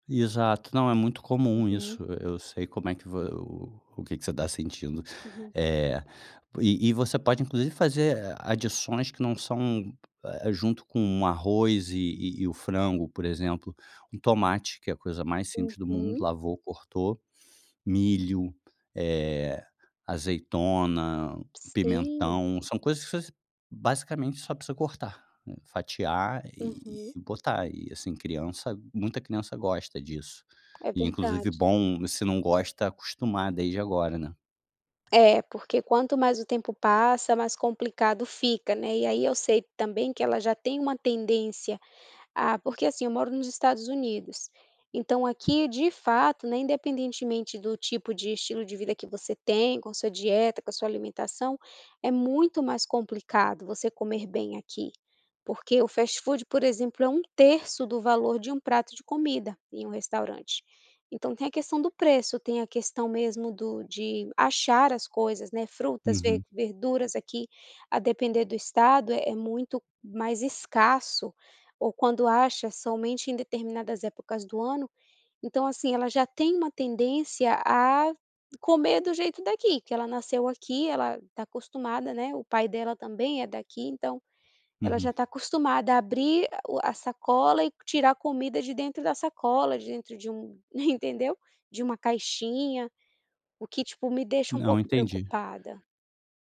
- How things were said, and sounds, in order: tapping
- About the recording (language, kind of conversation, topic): Portuguese, advice, Por que me falta tempo para fazer refeições regulares e saudáveis?